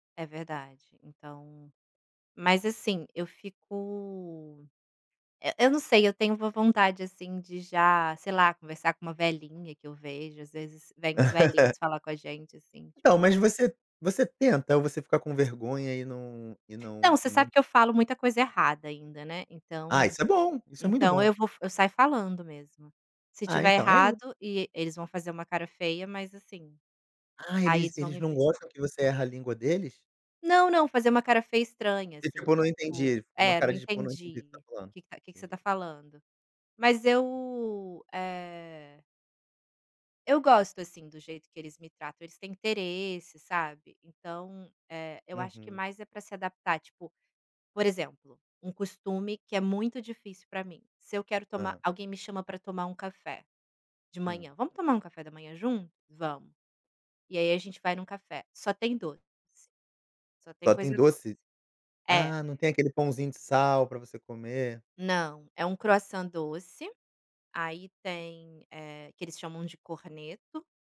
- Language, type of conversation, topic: Portuguese, advice, Como está sendo para você se adaptar a costumes e normas sociais diferentes no novo lugar?
- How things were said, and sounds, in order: laugh